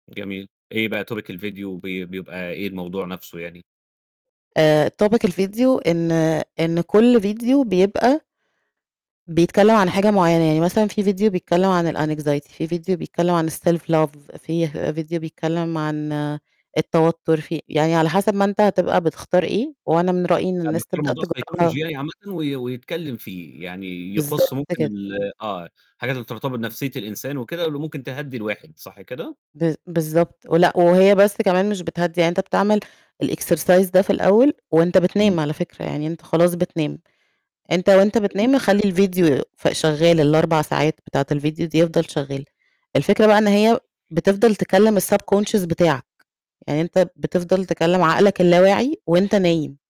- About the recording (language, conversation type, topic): Arabic, podcast, إزاي بتقدر تحافظ على نوم كويس بشكل منتظم؟
- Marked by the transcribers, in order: static; in English: "topic"; in English: "topic"; in English: "الAnxiety"; in English: "الSelf love"; distorted speech; in English: "psychology"; in English: "الexercise"; in English: "الSubconscious"